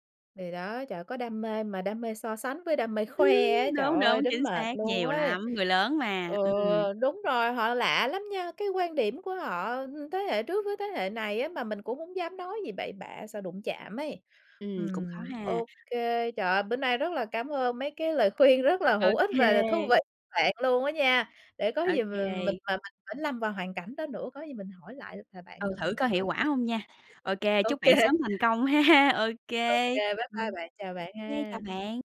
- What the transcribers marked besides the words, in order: chuckle; laughing while speaking: "khoe"; other background noise; tapping; laughing while speaking: "kê"; unintelligible speech; laughing while speaking: "kê"; laughing while speaking: "ha!"
- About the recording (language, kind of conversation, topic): Vietnamese, advice, Bạn cảm thấy bị đánh giá như thế nào vì không muốn có con?